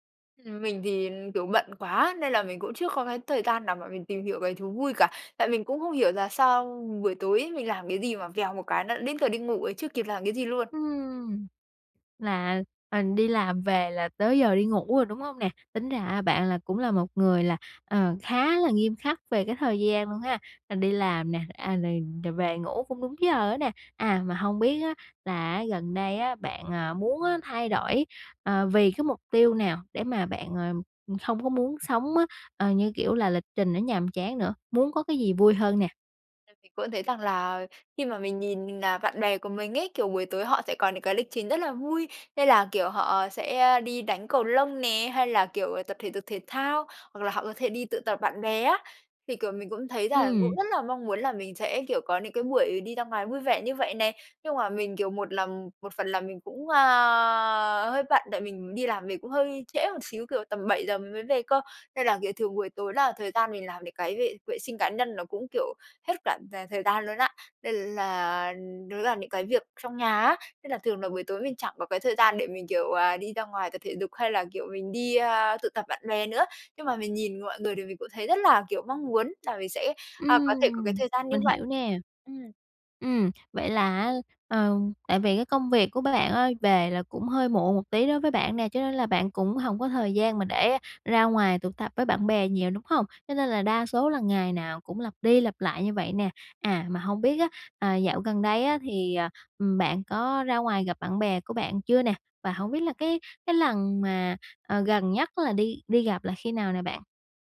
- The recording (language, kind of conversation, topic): Vietnamese, advice, Làm thế nào để tôi thoát khỏi lịch trình hằng ngày nhàm chán và thay đổi thói quen sống?
- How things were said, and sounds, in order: unintelligible speech; tapping